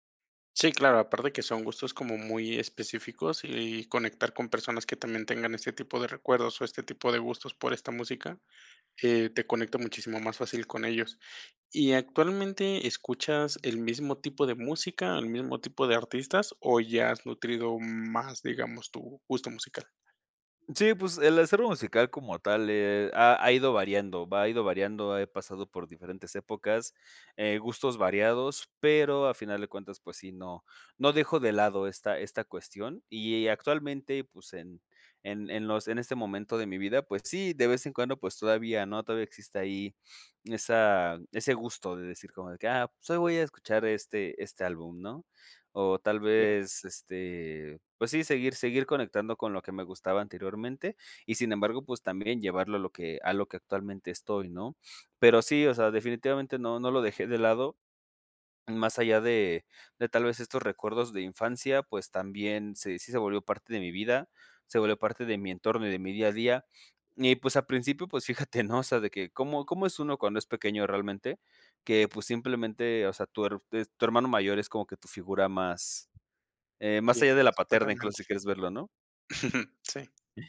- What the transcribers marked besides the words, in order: sniff; sniff; chuckle
- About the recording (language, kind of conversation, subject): Spanish, podcast, ¿Qué canción o música te recuerda a tu infancia y por qué?